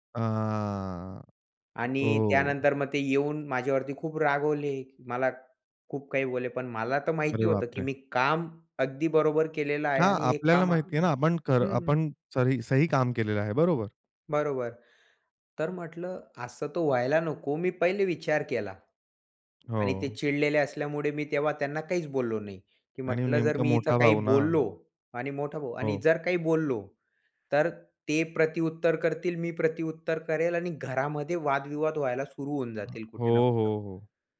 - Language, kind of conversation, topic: Marathi, podcast, तात्पुरते शांत होऊन नंतर बोलणं किती फायदेशीर असतं?
- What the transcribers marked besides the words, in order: drawn out: "अ"; tapping; other background noise